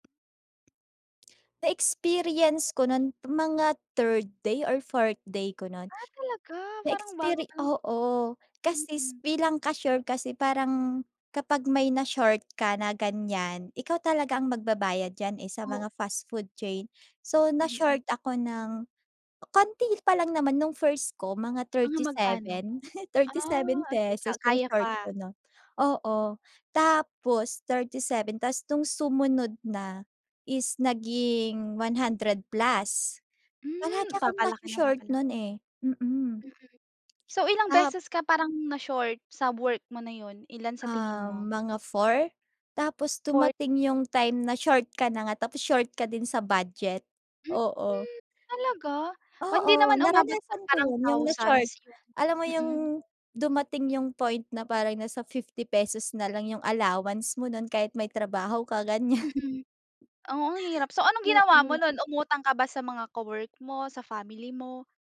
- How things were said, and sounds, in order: chuckle
- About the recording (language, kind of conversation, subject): Filipino, podcast, Ano ang pinakamalaking hamon na naranasan mo sa trabaho?